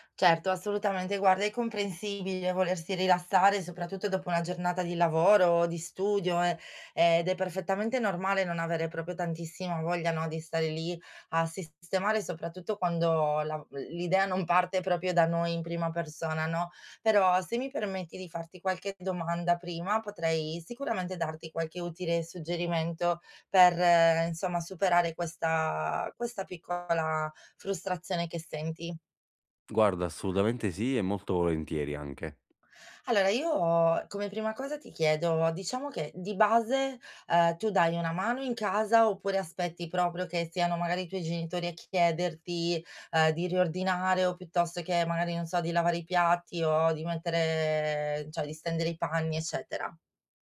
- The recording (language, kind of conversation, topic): Italian, advice, Come posso ridurre le distrazioni domestiche per avere più tempo libero?
- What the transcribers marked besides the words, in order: "proprio" said as "propio"; "proprio" said as "propio"; other background noise; tapping; "proprio" said as "propio"; "cioè" said as "ceh"